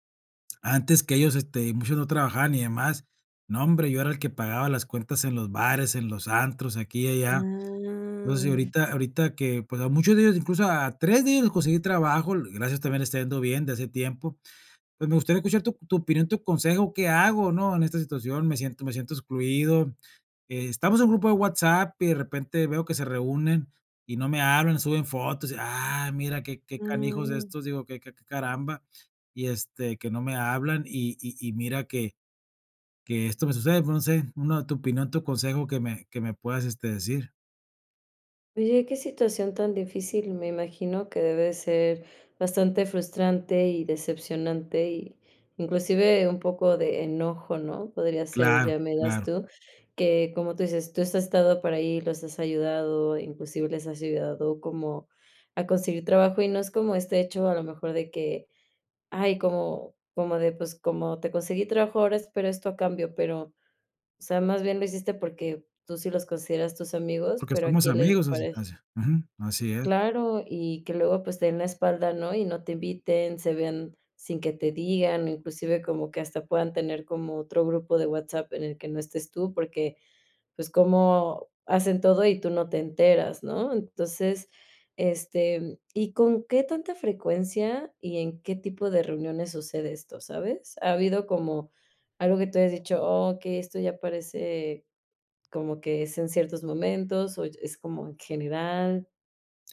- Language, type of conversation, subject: Spanish, advice, ¿Cómo puedo describir lo que siento cuando me excluyen en reuniones con mis amigos?
- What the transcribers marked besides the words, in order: tapping